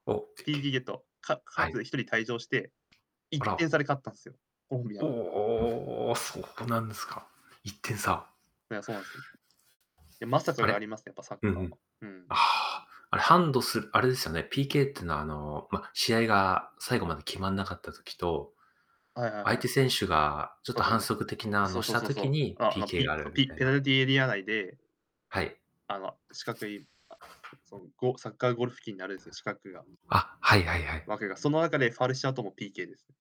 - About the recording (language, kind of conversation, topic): Japanese, unstructured, 好きなスポーツチームが負けて怒ったことはありますか？
- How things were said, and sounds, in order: tapping; static; exhale; other background noise; "わく" said as "わけ"